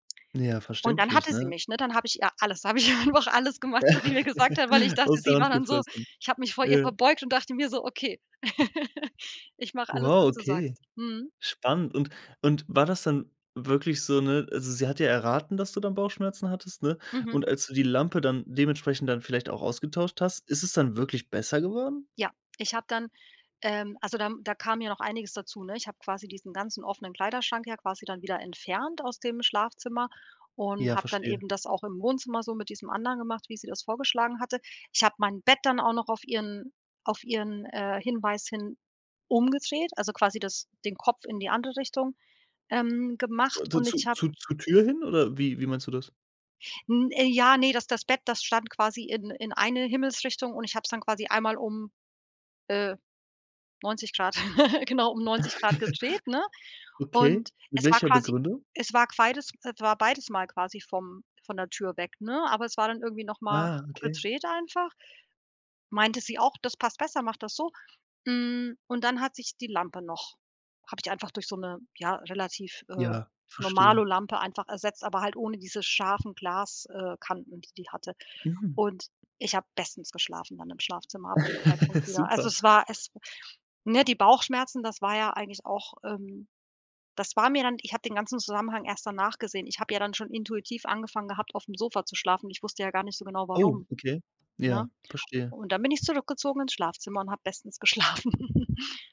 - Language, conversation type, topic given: German, podcast, Was machst du, um dein Zuhause gemütlicher zu machen?
- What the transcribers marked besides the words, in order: laugh; laughing while speaking: "ihr"; giggle; other background noise; chuckle; chuckle; laughing while speaking: "geschlafen"